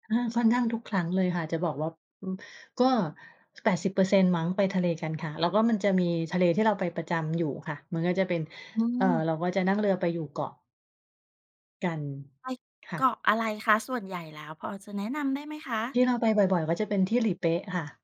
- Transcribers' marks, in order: none
- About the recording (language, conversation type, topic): Thai, podcast, เล่าเรื่องหนึ่งที่คุณเคยเจอแล้วรู้สึกว่าได้เยียวยาจิตใจให้ฟังหน่อยได้ไหม?